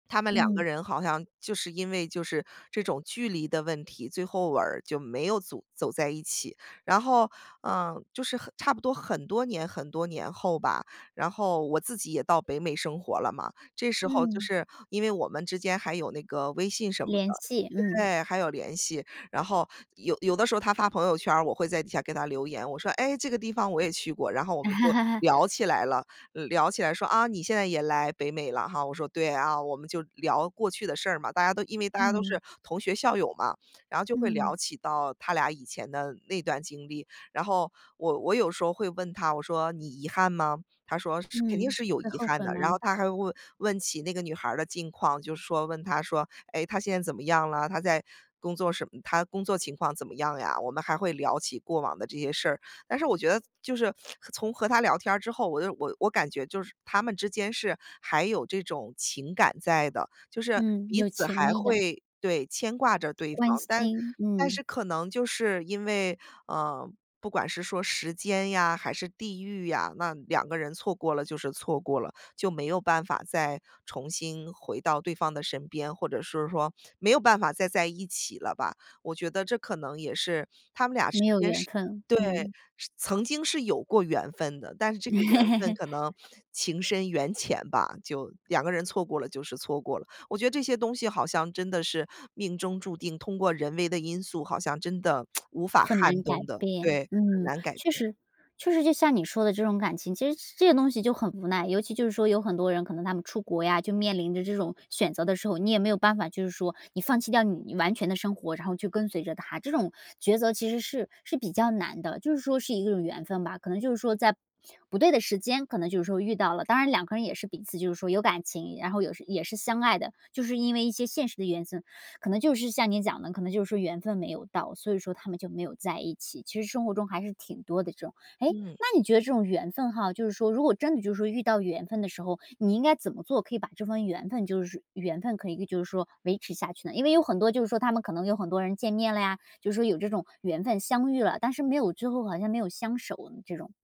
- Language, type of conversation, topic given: Chinese, podcast, 你能分享一次让你觉得是“缘分”的瞬间吗？
- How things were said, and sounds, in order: laugh; other noise; laugh; tsk; "原因" said as "缘森"